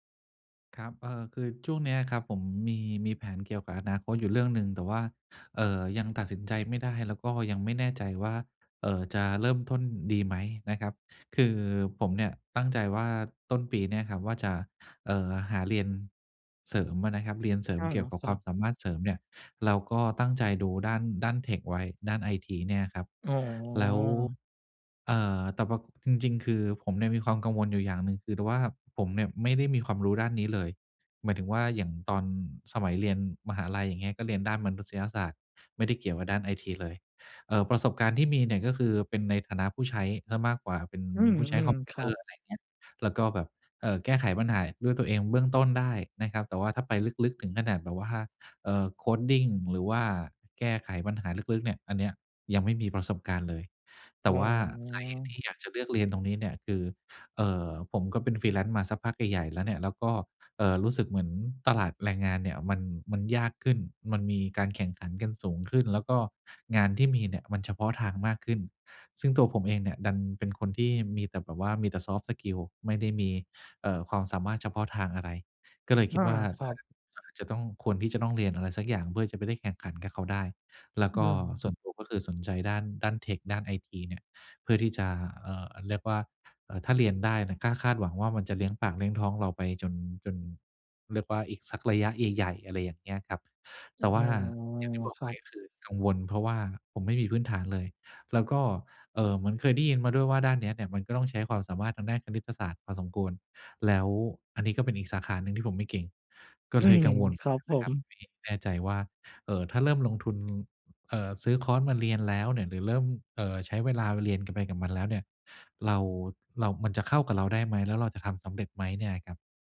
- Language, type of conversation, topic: Thai, advice, ความกลัวล้มเหลว
- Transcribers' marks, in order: in English: "coding"; in English: "Freelance"; in English: "Soft Skills"; other noise; laughing while speaking: "ก็เลย"